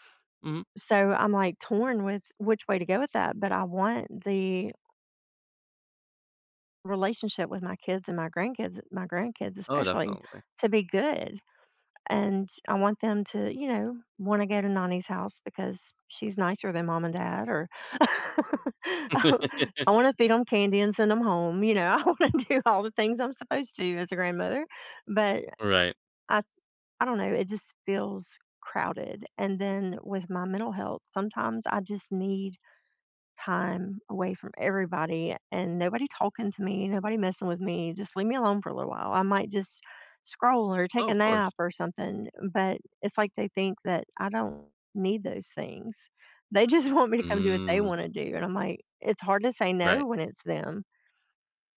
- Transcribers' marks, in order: other background noise; laugh; laugh; laughing while speaking: "I wanna do"; laughing while speaking: "just want"
- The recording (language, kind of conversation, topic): English, unstructured, How can I make space for personal growth amid crowded tasks?